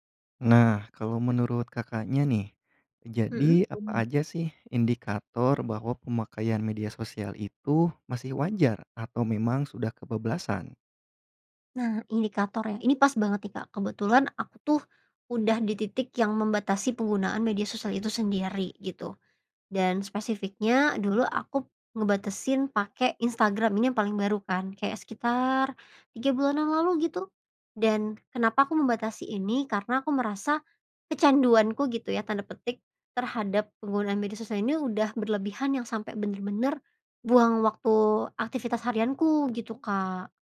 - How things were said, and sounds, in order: stressed: "kecanduanku"
- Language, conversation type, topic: Indonesian, podcast, Menurutmu, apa batasan wajar dalam menggunakan media sosial?